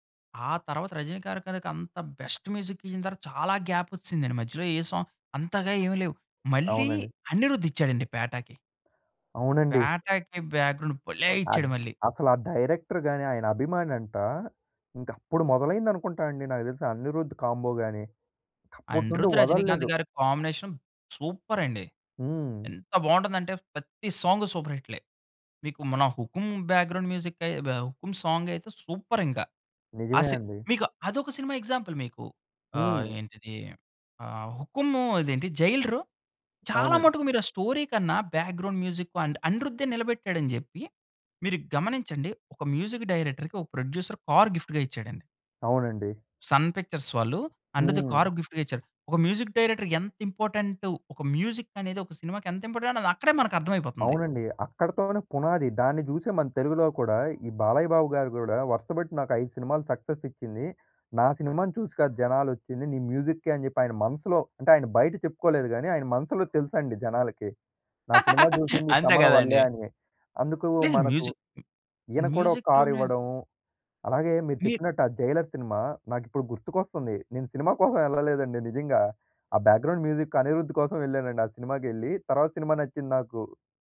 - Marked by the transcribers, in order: in English: "బెస్ట్ మ్యూజిక్"; stressed: "చాలా"; in English: "గ్యాప్"; in English: "సాంగ్"; in English: "బ్యాగ్రౌండ్"; stressed: "భలే"; in English: "డైరెక్టర్"; in English: "కాంబో"; in English: "కాంబినేషన్ సూపర్"; in English: "సాంగ్ సూపర్"; in English: "బ్యాగ్రౌండ్"; tapping; in English: "సాంగ్'"; in English: "సూపర్"; in English: "ఎగ్జాంపుల్"; in English: "స్టోరీ"; in English: "బ్యాగ్రౌండ్ మ్యూజిక్ అండ్"; in English: "మ్యూజిక్ డైరెక్టర్‌కి"; in English: "ప్రొడ్యూసర్"; in English: "గిఫ్ట్‌గా"; in English: "గిఫ్ట్‌గా"; in English: "మ్యూజిక్ డైరెక్టర్"; in English: "మ్యూజిక్"; in English: "ఇంపార్టెంట్"; in English: "సక్సెస్"; laugh; in English: "మ్యూజిక్ మ్యూజిక్‌లోనే"; other background noise; giggle; in English: "బ్యాగ్రౌండ్ మ్యూజిక్"
- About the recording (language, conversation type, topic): Telugu, podcast, ఒక సినిమాకు సంగీతం ఎంత ముఖ్యమని మీరు భావిస్తారు?